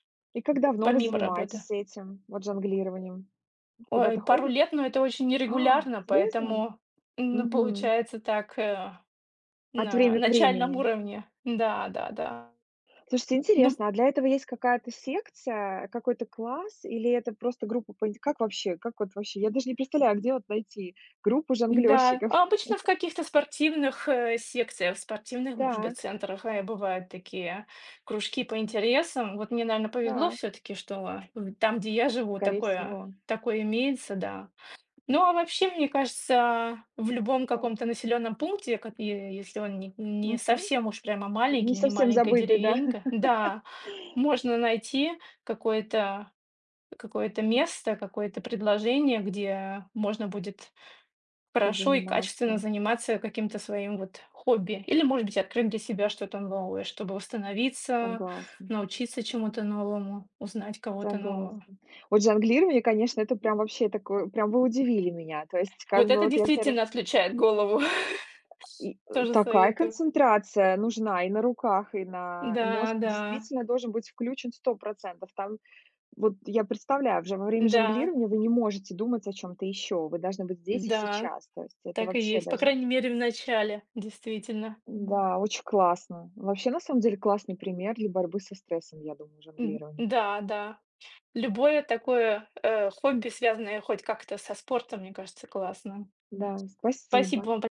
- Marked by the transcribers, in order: other background noise; tapping; laugh; laughing while speaking: "голову"
- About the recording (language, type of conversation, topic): Russian, unstructured, Как хобби помогает тебе справляться со стрессом?